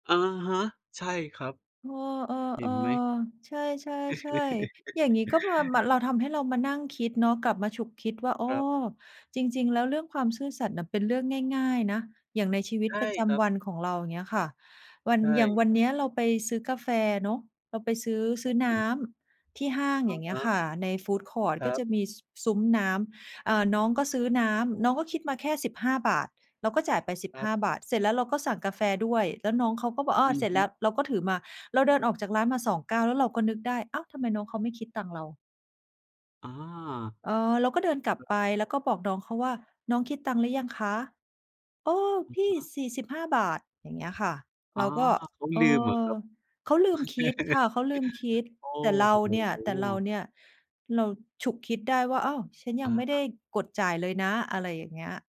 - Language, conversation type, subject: Thai, unstructured, คุณคิดว่าความซื่อสัตย์สำคัญกว่าความสำเร็จไหม?
- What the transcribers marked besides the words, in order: laugh; tapping; chuckle